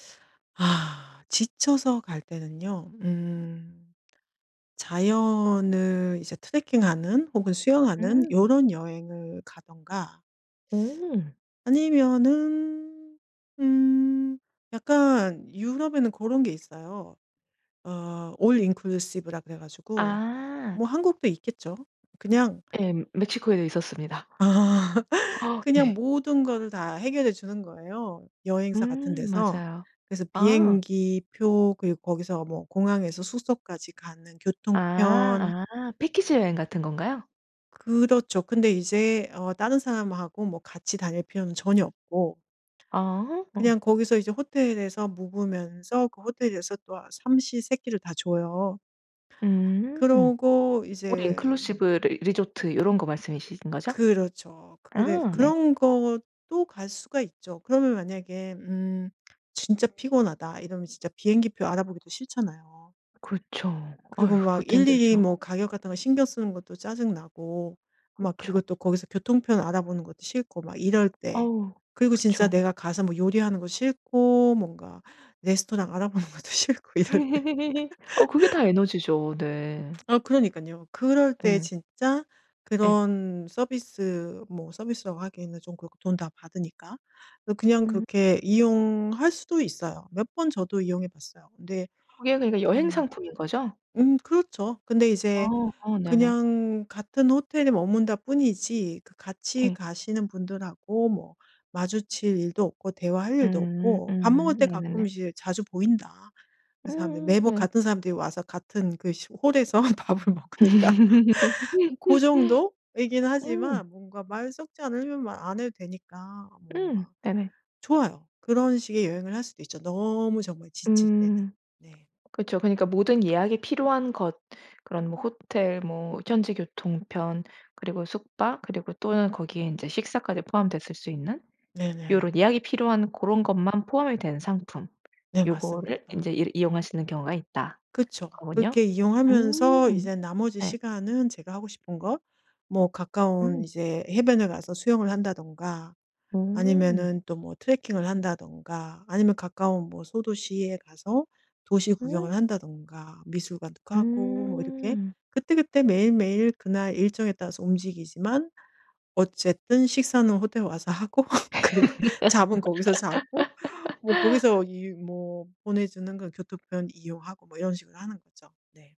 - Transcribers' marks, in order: other background noise; put-on voice: "올인클루시브라고"; in English: "올인클루시브라고"; laugh; in English: "올인클루시브"; tapping; laughing while speaking: "알아보는 것도 싫고 이럴 때"; laugh; laughing while speaking: "밥을 먹으니까"; laugh; laugh; laughing while speaking: "그리고"; laugh
- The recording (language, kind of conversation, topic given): Korean, podcast, 일에 지칠 때 주로 무엇으로 회복하나요?